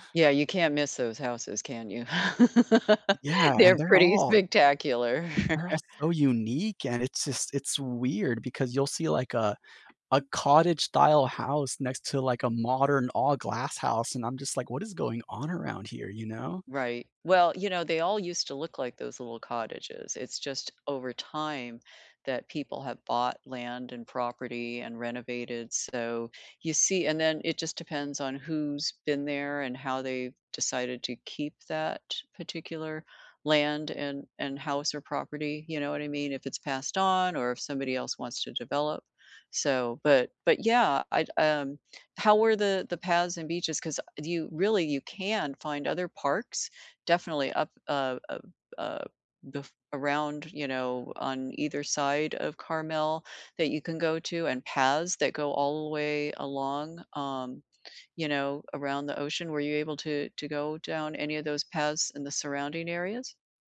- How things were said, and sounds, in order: other background noise; laugh; laugh; tapping
- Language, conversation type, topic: English, unstructured, Do you prefer mountains, beaches, or forests, and why?
- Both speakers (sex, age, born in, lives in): female, 65-69, United States, United States; male, 35-39, United States, United States